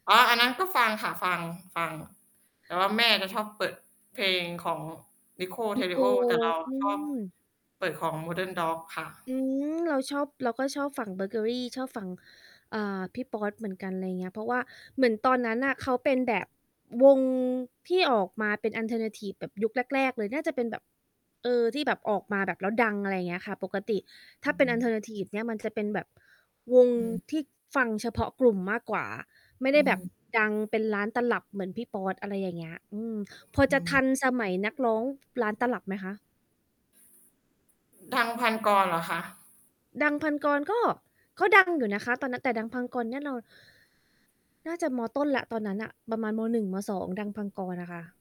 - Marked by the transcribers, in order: static; distorted speech; "เบเกอรี่" said as "เบอเกอรี่"; tapping; other noise; "พันกร" said as "พังกร"; "พันกร" said as "พังกร"
- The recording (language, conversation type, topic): Thai, unstructured, เพลงที่คุณฟังบ่อยๆ ช่วยเปลี่ยนอารมณ์และความรู้สึกของคุณอย่างไรบ้าง?